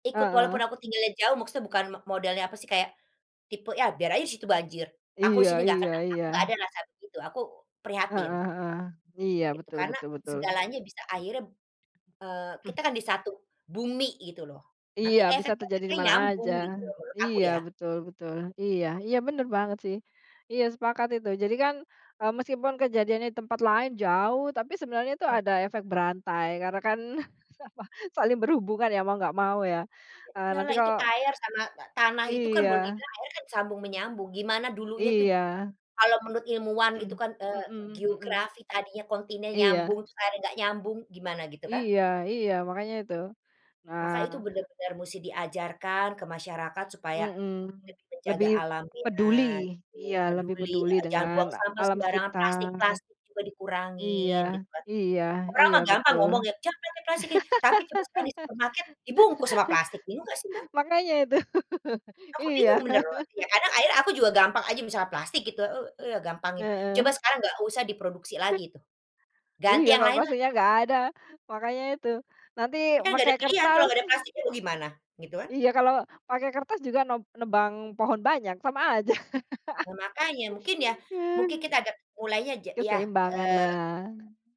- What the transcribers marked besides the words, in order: throat clearing; chuckle; laughing while speaking: "sama"; throat clearing; tapping; laugh; chuckle; chuckle; chuckle
- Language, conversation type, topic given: Indonesian, unstructured, Apa yang bisa kita pelajari dari alam tentang kehidupan?